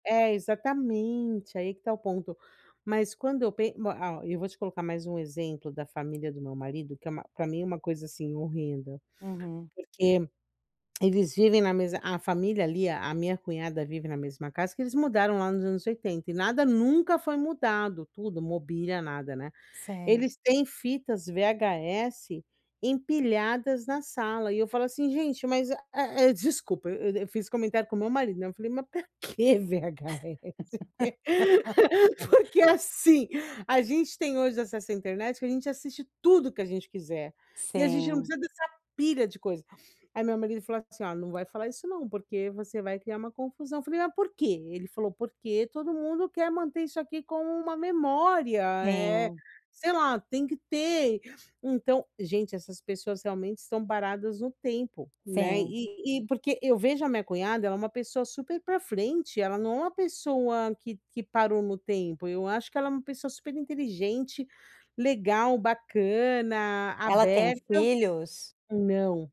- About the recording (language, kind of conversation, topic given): Portuguese, advice, Como posso manter a calma ao receber críticas?
- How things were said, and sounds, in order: tapping; laughing while speaking: "pra que VHS?. Porque assim"; laugh; sniff; other background noise